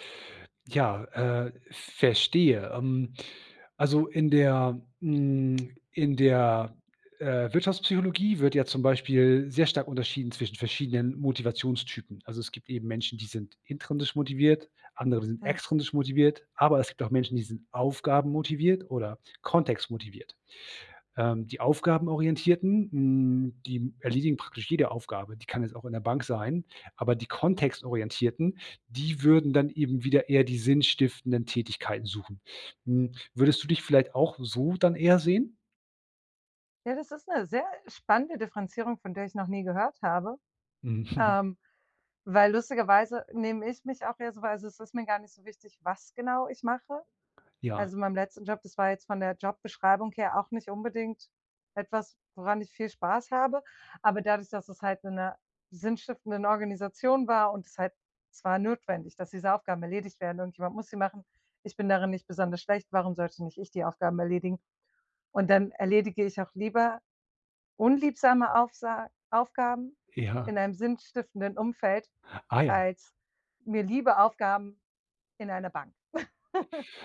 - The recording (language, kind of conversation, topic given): German, podcast, Was bedeutet sinnvolles Arbeiten für dich?
- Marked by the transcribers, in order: chuckle; chuckle